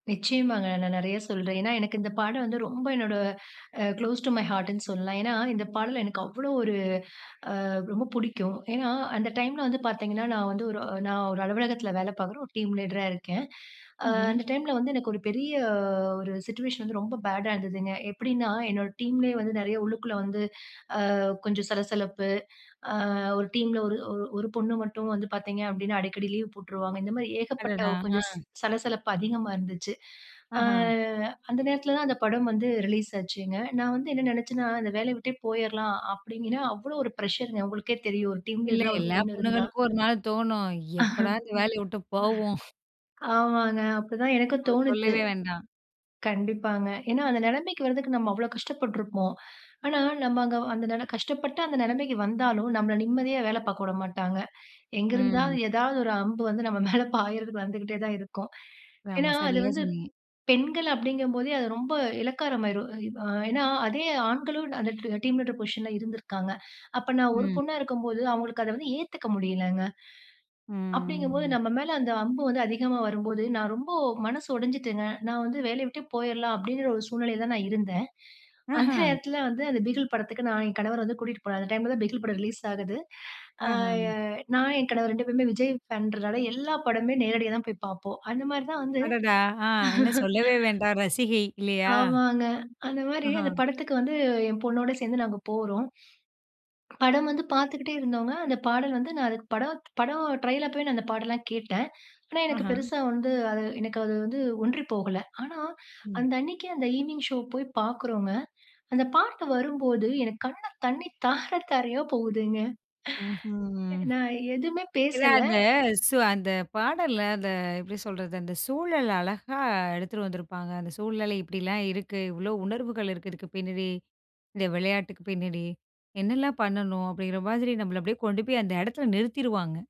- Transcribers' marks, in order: in English: "சிட்யூயேஷன்"; "அப்படின்னு" said as "அப்டிங்கின்னு"; laugh; chuckle; in English: "பொசிஷன்ல"; drawn out: "ம்"; laugh; in English: "ஈவனிங் ஷோ"; other noise
- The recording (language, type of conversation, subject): Tamil, podcast, உங்களுக்கு மிகவும் பிடித்த ஒரு பாடலுடன் தொடர்புடைய நினைவுகூரத்தக்க அனுபவத்தைப் பற்றி சொல்ல முடியுமா?